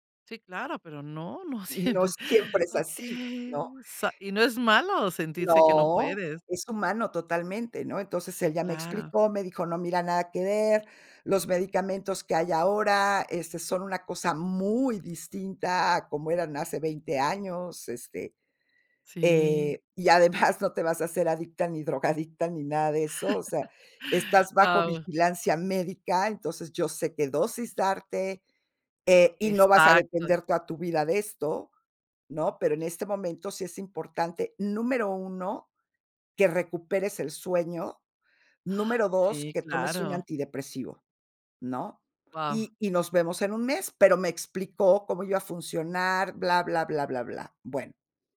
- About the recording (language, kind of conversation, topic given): Spanish, podcast, ¿Cuándo decides pedir ayuda profesional en lugar de a tus amigos?
- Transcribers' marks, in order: laughing while speaking: "siemp Okey"; drawn out: "No"; laugh